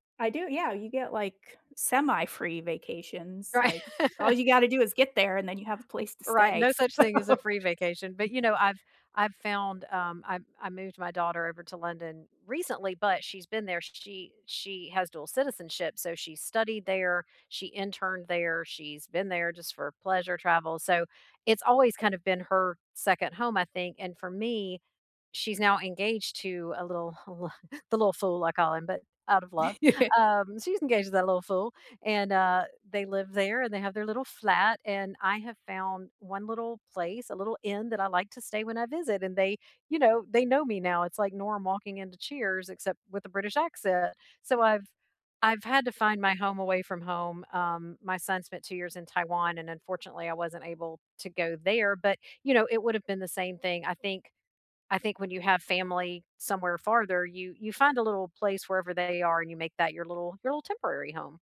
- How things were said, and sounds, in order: laughing while speaking: "Right"; chuckle; laughing while speaking: "so"; chuckle; laughing while speaking: "a li"; laugh
- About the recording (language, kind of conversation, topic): English, unstructured, How has your sense of home evolved from childhood to now, and what experiences have shaped it?
- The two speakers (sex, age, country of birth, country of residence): female, 35-39, United States, United States; female, 50-54, United States, United States